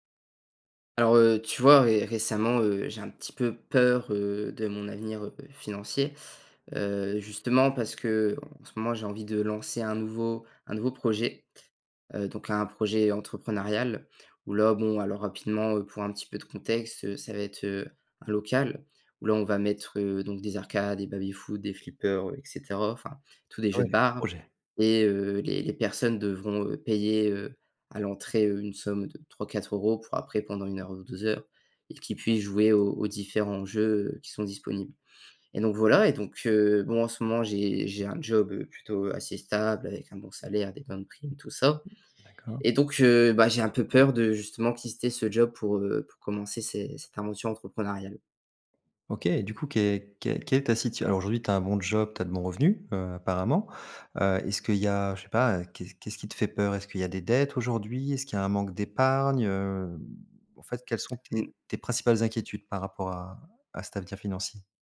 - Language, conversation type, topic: French, advice, Comment gérer la peur d’un avenir financier instable ?
- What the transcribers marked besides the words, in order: stressed: "peur"; tapping; other background noise; "quitter" said as "quister"